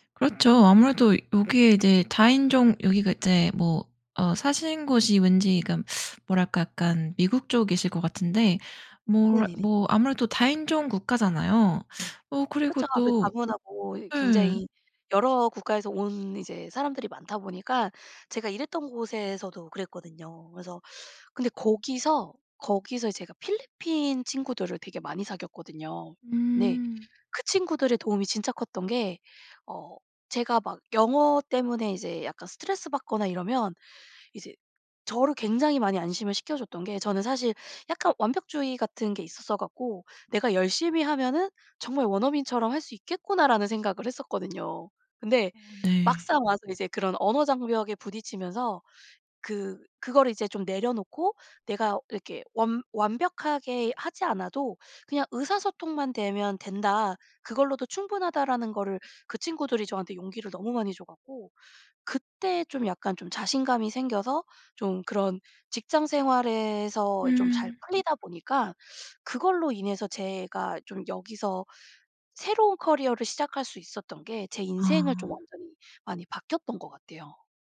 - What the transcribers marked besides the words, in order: tapping
- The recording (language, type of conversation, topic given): Korean, podcast, 어떤 만남이 인생을 완전히 바꿨나요?